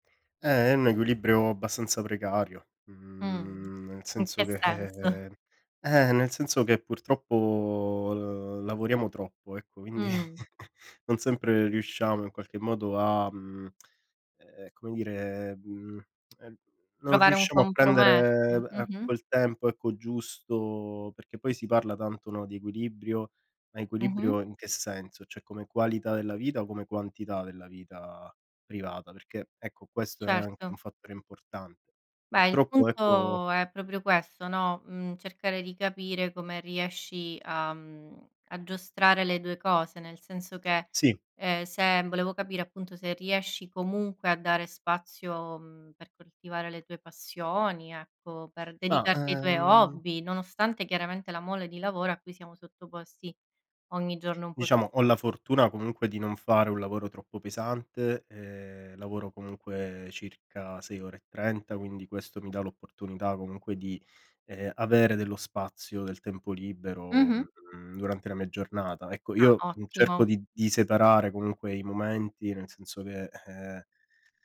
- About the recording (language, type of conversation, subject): Italian, podcast, Come gestisci l'equilibrio tra lavoro e vita privata nella tua giornata?
- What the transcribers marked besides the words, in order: laughing while speaking: "senso?"; exhale; chuckle; tsk; "Cioè" said as "ceh"